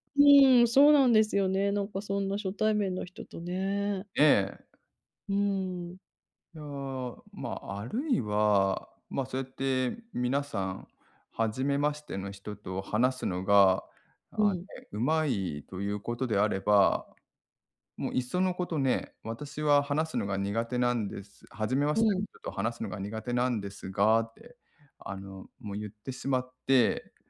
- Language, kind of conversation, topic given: Japanese, advice, パーティーで居心地が悪いとき、どうすれば楽しく過ごせますか？
- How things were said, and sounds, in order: none